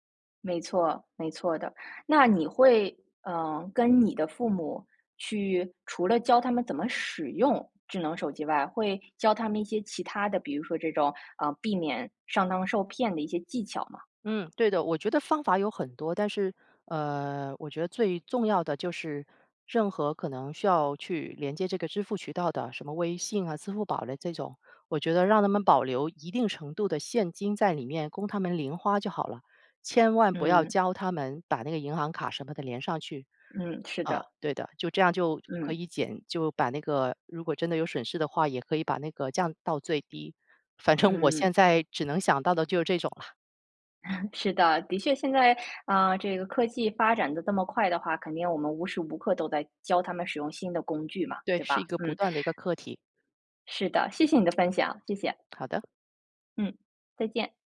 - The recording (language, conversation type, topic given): Chinese, podcast, 你会怎么教父母用智能手机，避免麻烦？
- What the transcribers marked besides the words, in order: laughing while speaking: "反正我现在只能想到的就是这种了"; chuckle; joyful: "是的"